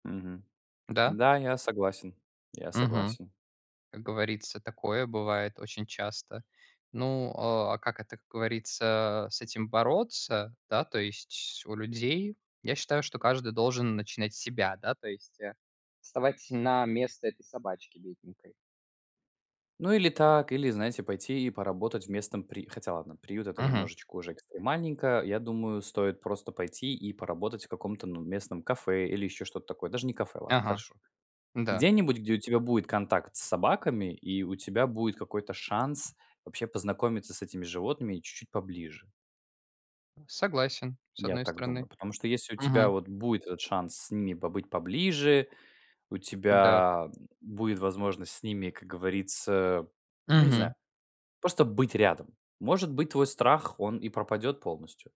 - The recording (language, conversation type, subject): Russian, unstructured, Как справляться со страхом перед большими собаками?
- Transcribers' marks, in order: tapping; other background noise